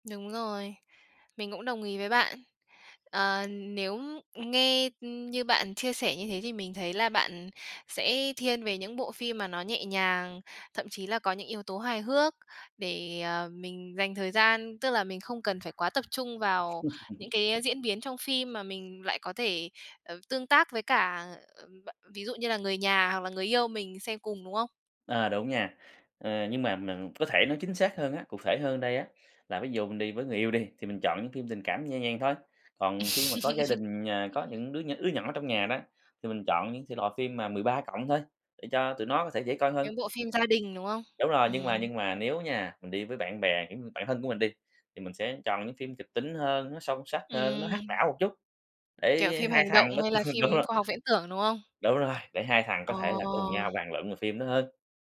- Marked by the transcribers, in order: tapping; chuckle; other background noise; laugh; in English: "hack"; laughing while speaking: "ừm, đúng rồi"
- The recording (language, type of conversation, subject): Vietnamese, podcast, Bạn thích xem phim điện ảnh hay phim truyền hình dài tập hơn, và vì sao?